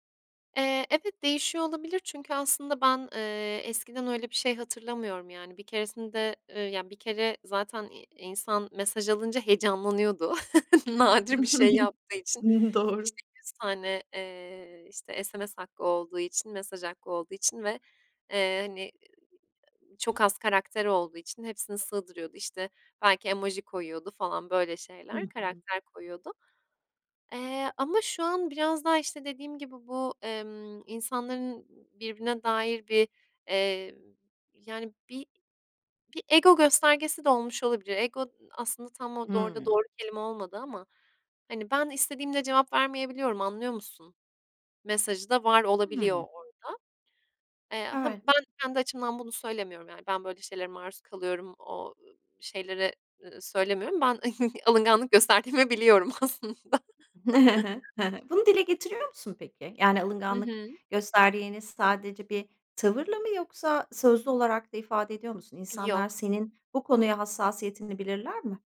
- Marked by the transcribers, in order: other background noise; chuckle; laughing while speaking: "Doğru"; chuckle; unintelligible speech; chuckle; laughing while speaking: "gösterdiğimi"; chuckle; laughing while speaking: "aslında"; chuckle
- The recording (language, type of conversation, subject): Turkish, podcast, Okundu bildirimi seni rahatsız eder mi?